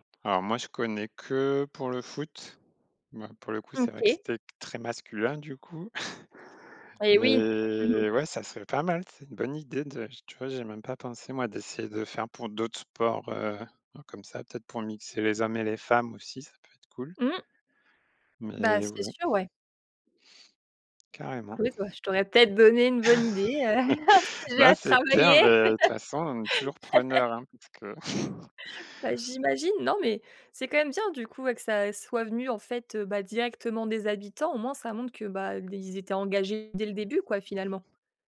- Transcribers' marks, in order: chuckle; drawn out: "Mais"; other background noise; laugh; laugh; laugh
- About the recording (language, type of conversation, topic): French, podcast, Comment peut-on bâtir des ponts entre des cultures différentes dans un même quartier ?